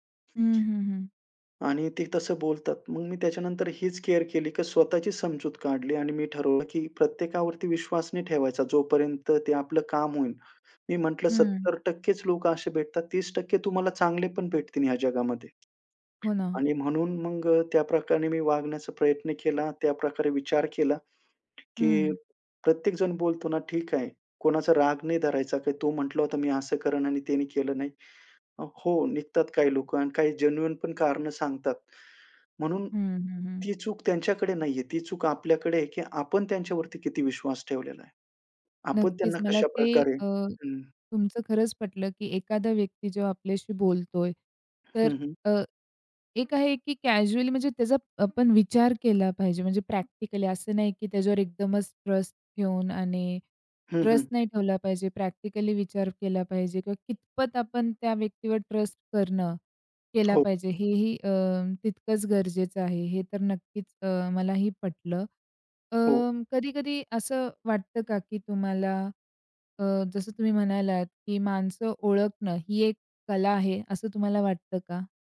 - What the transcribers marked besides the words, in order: other background noise; tapping; in English: "जेन्युइनपण"; in English: "कॅज्युअली"; in English: "ट्रस्ट"; in English: "ट्रस्ट"; in English: "ट्रस्ट"
- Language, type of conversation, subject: Marathi, podcast, स्वतःला पुन्हा शोधताना आपण कोणत्या चुका केल्या आणि त्यातून काय शिकलो?